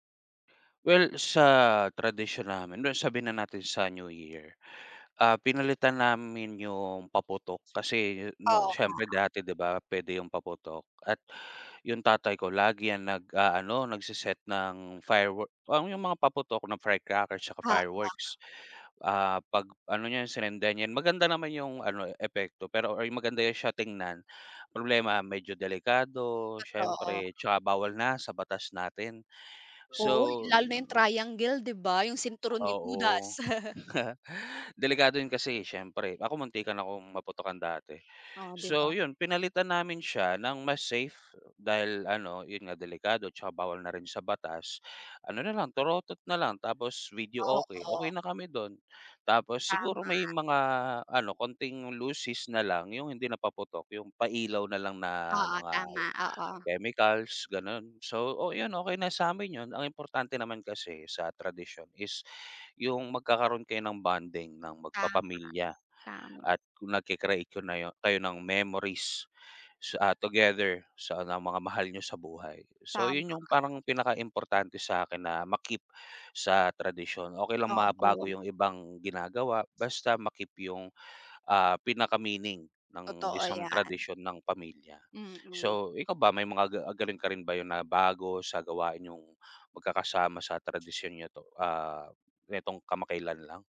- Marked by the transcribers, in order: laugh; other noise; tapping
- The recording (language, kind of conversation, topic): Filipino, unstructured, Ano ang paborito mong tradisyon kasama ang pamilya?